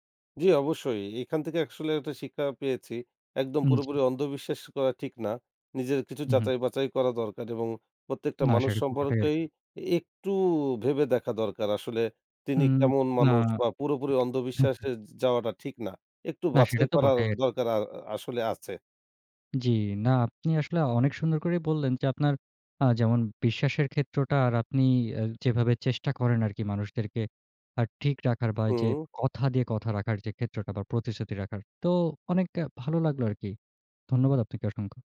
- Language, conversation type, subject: Bengali, podcast, প্রতিশ্রুতি দেওয়ার পর আপনি কীভাবে মানুষকে বিশ্বাস করাবেন যে আপনি তা অবশ্যই রাখবেন?
- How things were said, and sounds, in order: other background noise; tapping